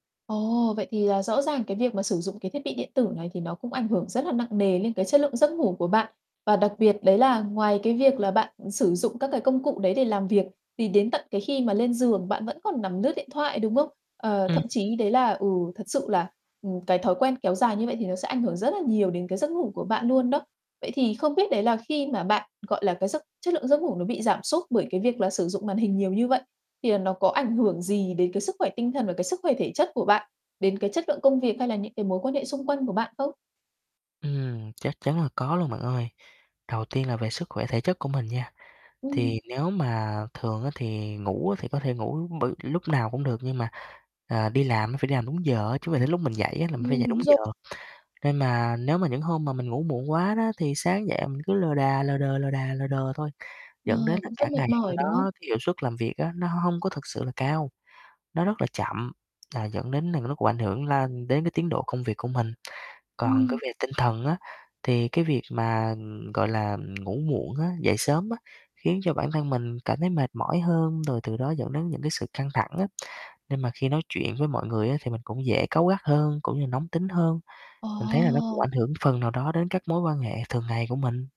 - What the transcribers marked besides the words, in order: static; distorted speech; tapping; other background noise
- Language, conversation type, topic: Vietnamese, advice, Làm sao để tôi có thể hạn chế thời gian dùng màn hình trước khi đi ngủ?